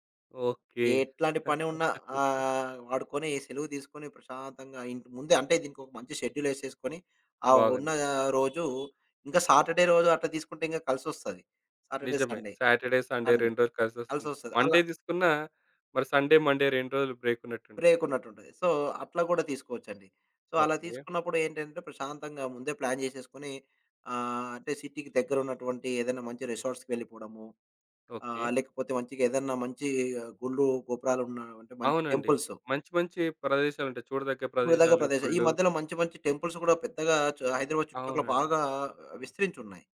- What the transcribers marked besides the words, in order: laugh; in English: "షెడ్యూల్"; horn; in English: "సాటర్డే"; in English: "సాటర్డే, సండే"; in English: "సాటర్డే, సండే"; in English: "మండే"; in English: "సండే, మండే"; in English: "బ్రేక్"; other background noise; in English: "బ్రేక్"; in English: "సో"; in English: "సో"; in English: "ప్లాన్"; in English: "రిసార్ట్స్‌కి"; in English: "టెంపుల్స్"; in English: "టెంపుల్స్"
- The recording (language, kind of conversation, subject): Telugu, podcast, కుటుంబంతో గడిపే సమయం కోసం మీరు ఏ విధంగా సమయ పట్టిక రూపొందించుకున్నారు?